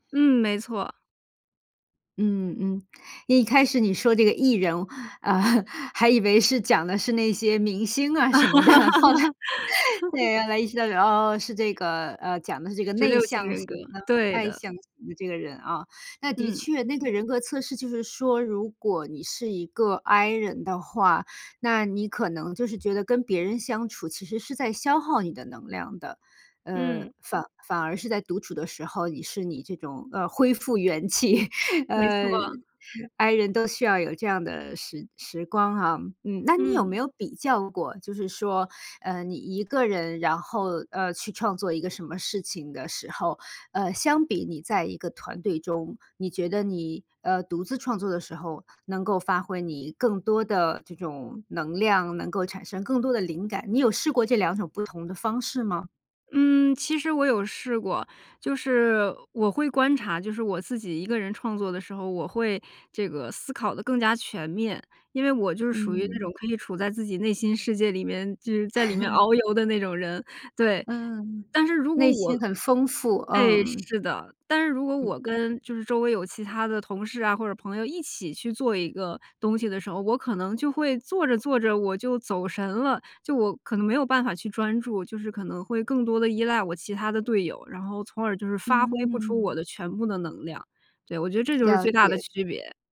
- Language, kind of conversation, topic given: Chinese, podcast, 你觉得独处对创作重要吗？
- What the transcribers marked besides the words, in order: chuckle; laughing while speaking: "什么的。后来"; laugh; chuckle; chuckle; laugh; "从而" said as "从耳"